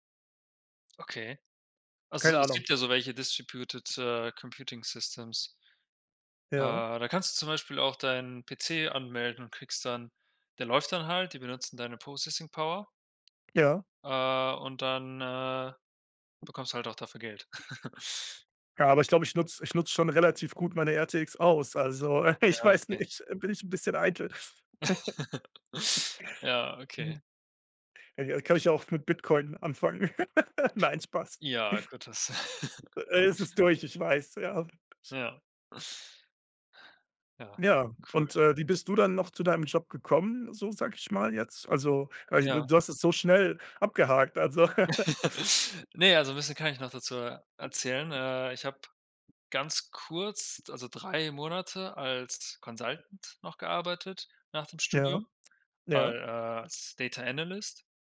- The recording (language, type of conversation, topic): German, unstructured, Wie bist du zu deinem aktuellen Job gekommen?
- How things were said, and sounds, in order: other background noise; in English: "distributed"; in English: "Processing Power"; chuckle; laughing while speaking: "ich weiß nicht, bin ich 'n bisschen eitel"; giggle; chuckle; giggle; chuckle; other noise; chuckle; giggle